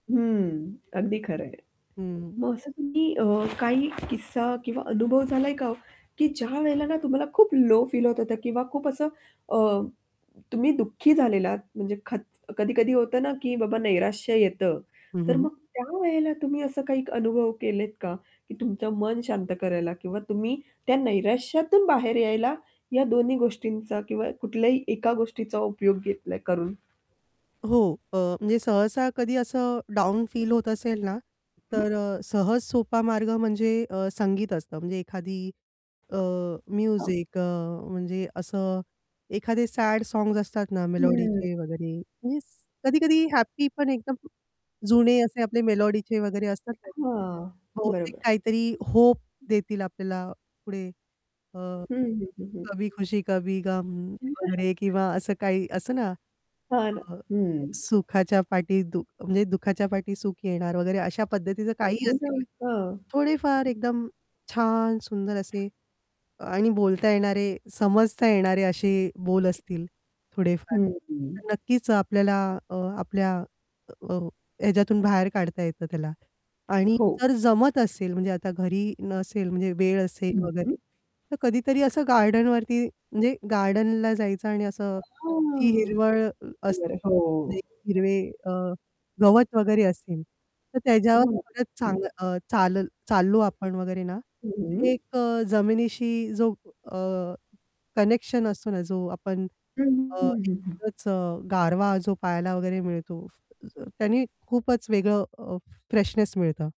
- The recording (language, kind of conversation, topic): Marathi, podcast, निसर्ग किंवा संगीत तुम्हाला कितपत प्रेरणा देतात?
- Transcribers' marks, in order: other background noise; mechanical hum; static; distorted speech; tapping; in English: "म्युझिक"; in English: "मेलोडीचे"; in English: "मेलोडीचे"; unintelligible speech; chuckle; background speech; unintelligible speech; unintelligible speech; unintelligible speech; in English: "फ्रेशनेस"